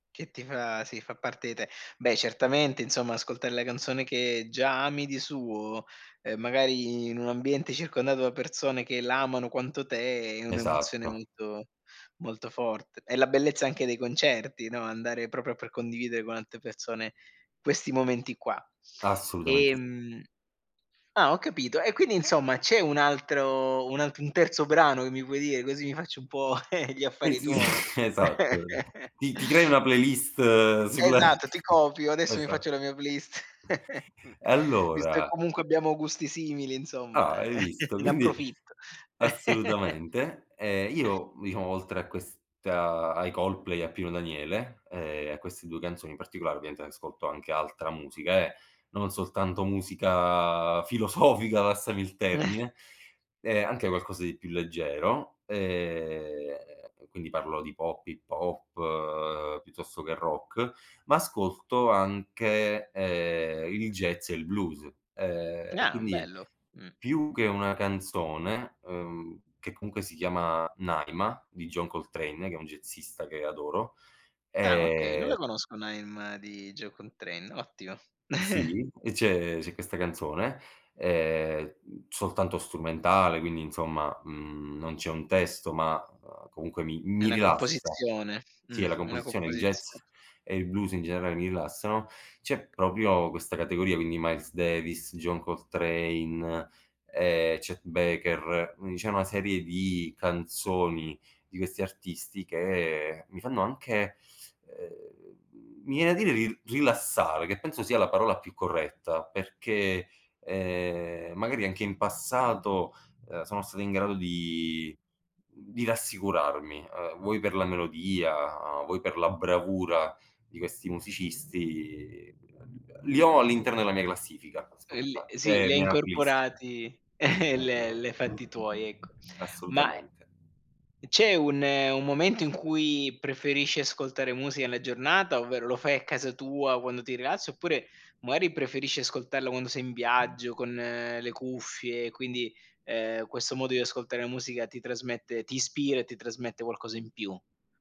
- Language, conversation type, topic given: Italian, podcast, C’è un brano che ti fa sentire subito a casa?
- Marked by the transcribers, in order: tapping; other background noise; chuckle; chuckle; chuckle; laughing while speaking: "Quindi"; chuckle; chuckle; laughing while speaking: "filosofica"; drawn out: "E"; chuckle; "quindi" said as "uindi"; chuckle